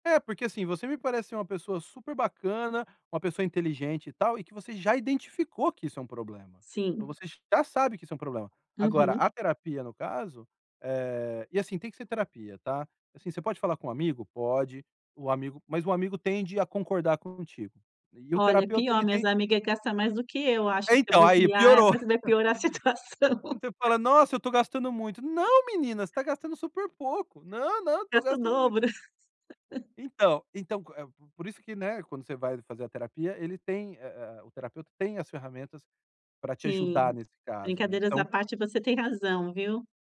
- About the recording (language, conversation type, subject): Portuguese, advice, Como posso comprar sem gastar demais e sem me arrepender?
- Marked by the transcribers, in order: tapping; chuckle; laughing while speaking: "situação"; chuckle; put-on voice: "Não menina você tá gastando super pouco"; other background noise; laugh